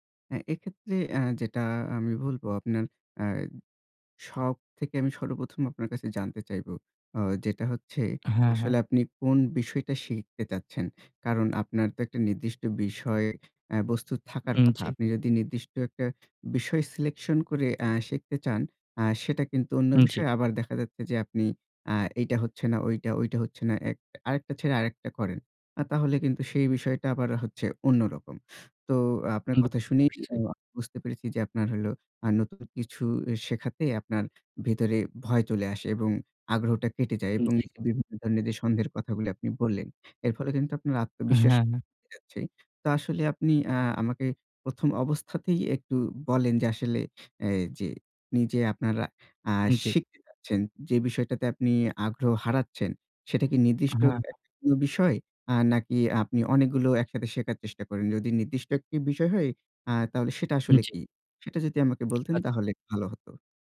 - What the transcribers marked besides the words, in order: unintelligible speech; unintelligible speech; unintelligible speech
- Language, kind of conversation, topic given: Bengali, advice, ভয় ও সন্দেহ কাটিয়ে কীভাবে আমি আমার আগ্রহগুলো অনুসরণ করতে পারি?